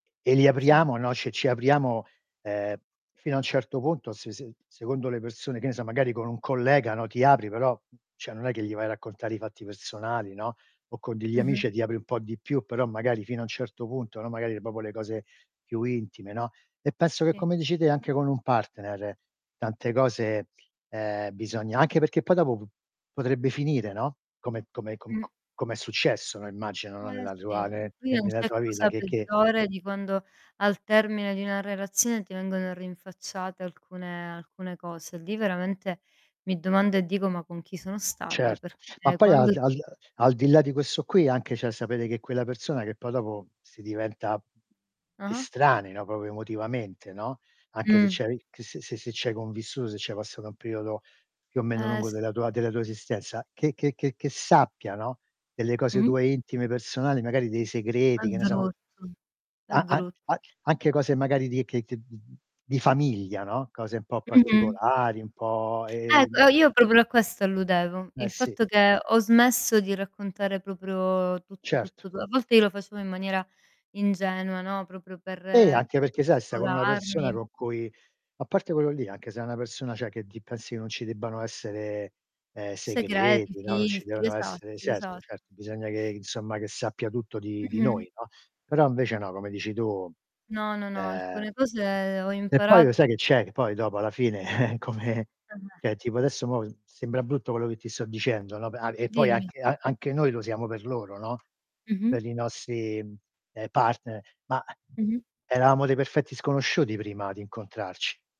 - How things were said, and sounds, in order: static; "cioè" said as "ceh"; "cioè" said as "ceh"; "proprio" said as "popo"; distorted speech; other background noise; "cioè" said as "ceh"; "proprio" said as "popio"; tapping; "proprio" said as "poprio"; "cioè" said as "ceh"; chuckle; laughing while speaking: "come"; "cioè" said as "ceh"
- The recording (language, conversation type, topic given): Italian, unstructured, Cosa ti fa sentire amato in una relazione?